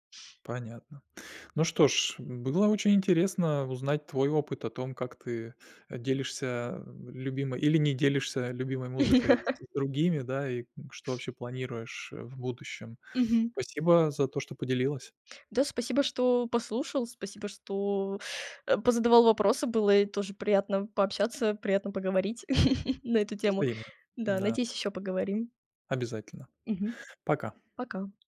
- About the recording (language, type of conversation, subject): Russian, podcast, Почему ваш любимый плейлист, который вы ведёте вместе с друзьями, для вас особенный?
- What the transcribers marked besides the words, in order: chuckle; chuckle